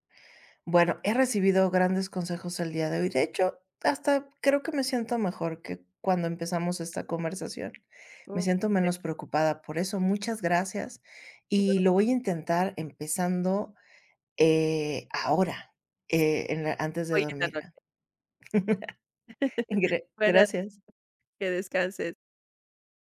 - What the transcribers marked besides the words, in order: unintelligible speech; tapping; unintelligible speech; chuckle; other background noise; chuckle
- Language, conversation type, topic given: Spanish, advice, ¿Cómo puedo manejar mi autocrítica constante para atreverme a intentar cosas nuevas?